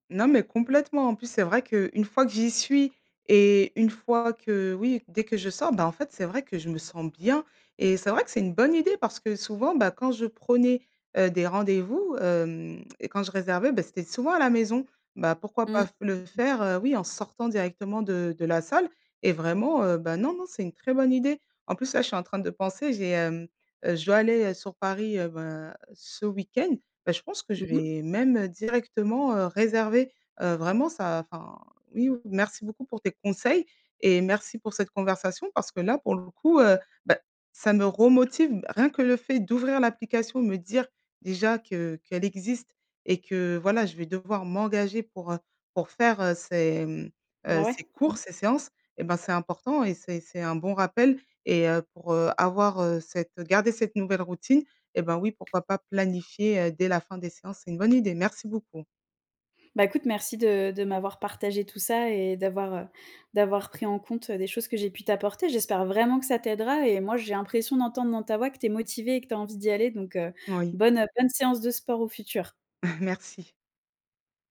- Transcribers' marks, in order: other background noise; tapping; stressed: "vraiment"; chuckle
- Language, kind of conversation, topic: French, advice, Comment remplacer mes mauvaises habitudes par de nouvelles routines durables sans tout changer brutalement ?